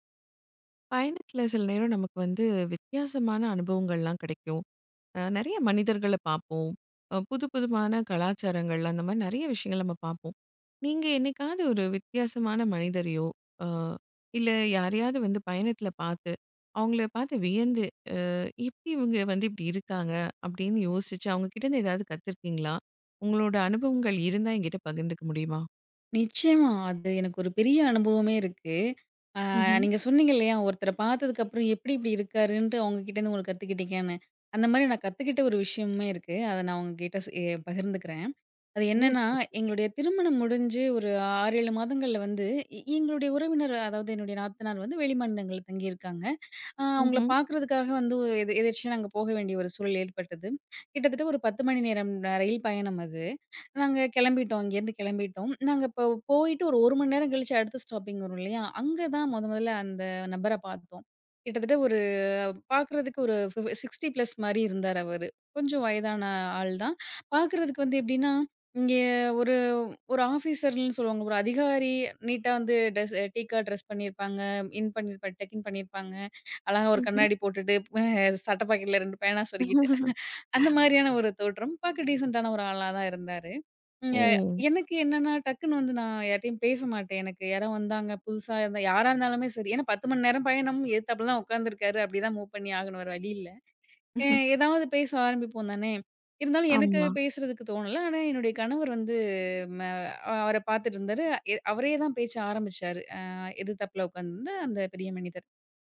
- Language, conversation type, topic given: Tamil, podcast, பயணத்தில் நீங்கள் சந்தித்த ஒருவரிடமிருந்து என்ன கற்றுக் கொண்டீர்கள்?
- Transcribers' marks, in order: other background noise; in English: "சிக்ஸ்ட்டி ப்ளஸ்"; in English: "டீக்கா ட்ரெஸ்"; in English: "டக்கின்"; laugh; chuckle; in English: "மூவ்"; chuckle